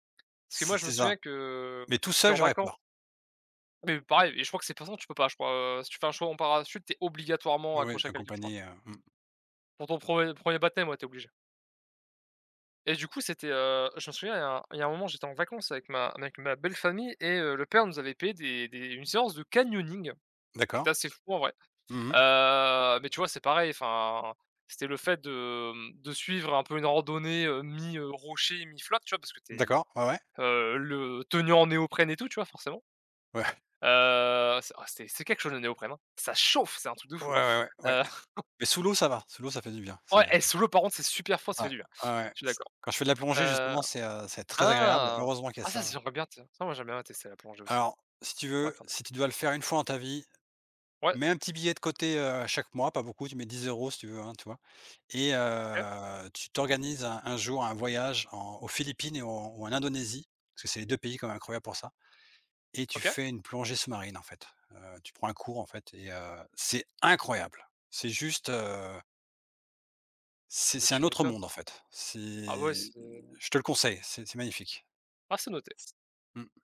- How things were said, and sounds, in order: "saut" said as "chaut"; stressed: "obligatoirement"; stressed: "canyoning"; stressed: "chauffe"; chuckle; drawn out: "heu"; stressed: "incroyable"
- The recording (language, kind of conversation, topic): French, unstructured, Quel loisir aimerais-tu essayer un jour ?